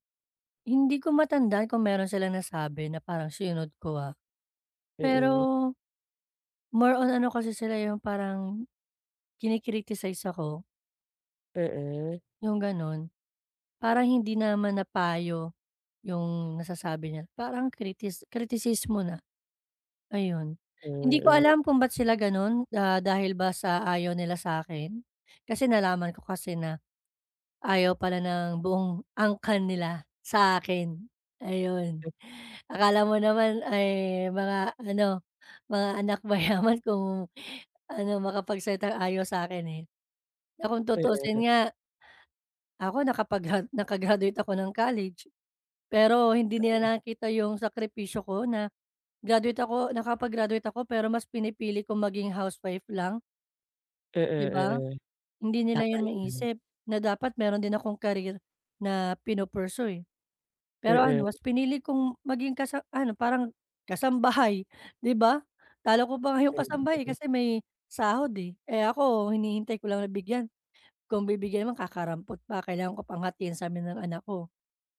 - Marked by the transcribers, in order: other background noise; tapping; laughing while speaking: "mayaman"; laughing while speaking: "nakapag naka-graduate"; unintelligible speech
- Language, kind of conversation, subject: Filipino, advice, Paano ko malalaman kung mas dapat akong magtiwala sa sarili ko o sumunod sa payo ng iba?
- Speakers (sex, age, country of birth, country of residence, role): female, 35-39, Philippines, Philippines, advisor; female, 35-39, Philippines, Philippines, user